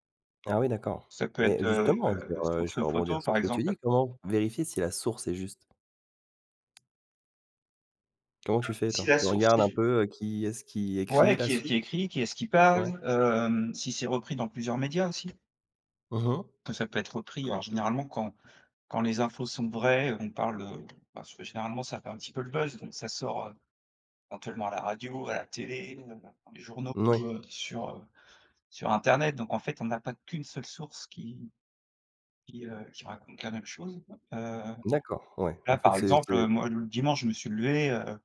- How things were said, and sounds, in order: tapping; other background noise
- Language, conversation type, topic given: French, podcast, Comment vérifier rapidement si une information est vraie ?